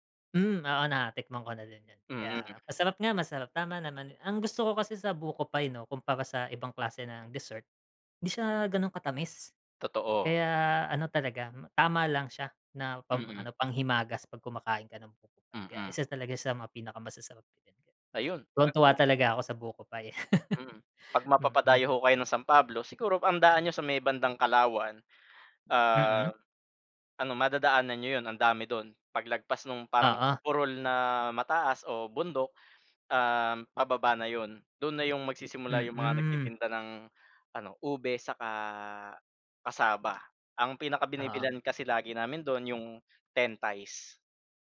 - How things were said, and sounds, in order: unintelligible speech; chuckle
- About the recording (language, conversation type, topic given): Filipino, unstructured, Ano ang papel ng pagkain sa ating kultura at pagkakakilanlan?